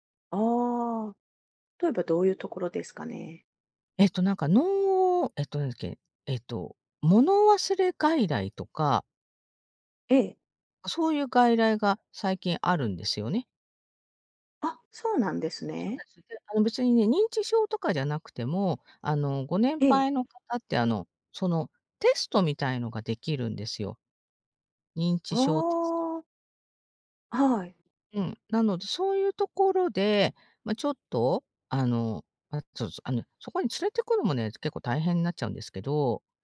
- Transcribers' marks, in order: none
- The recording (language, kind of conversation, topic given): Japanese, advice, 家族とのコミュニケーションを改善するにはどうすればよいですか？